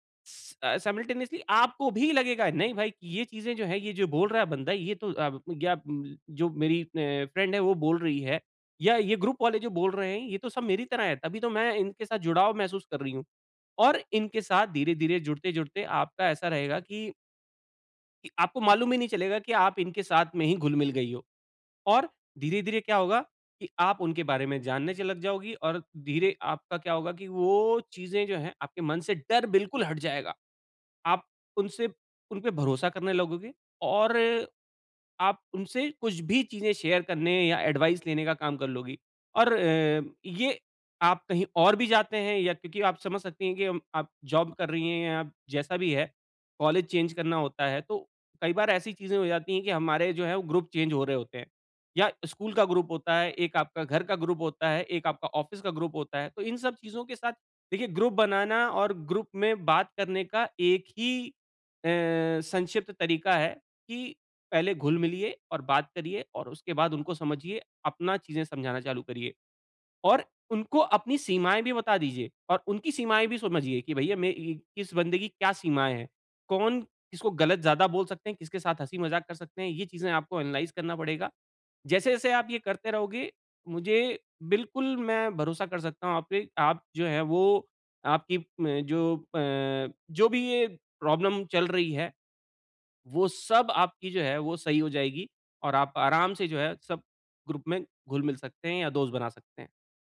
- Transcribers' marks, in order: in English: "सायमलटेनीयस्ली"; in English: "फ्रेंड"; in English: "ग्रुप"; in English: "शेयर"; in English: "एडवाइस"; in English: "जॉब"; in English: "चेंज"; in English: "ग्रुप चेंज"; in English: "ग्रुप"; in English: "ग्रुप"; in English: "ऑफ़िस"; in English: "ग्रुप"; in English: "ग्रुप"; in English: "ग्रुप"; in English: "एनालाइज़"; in English: "प्रॉब्लम"; in English: "ग्रुप"
- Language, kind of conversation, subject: Hindi, advice, समूह में अपनी जगह कैसे बनाऊँ और बिना असहज महसूस किए दूसरों से कैसे जुड़ूँ?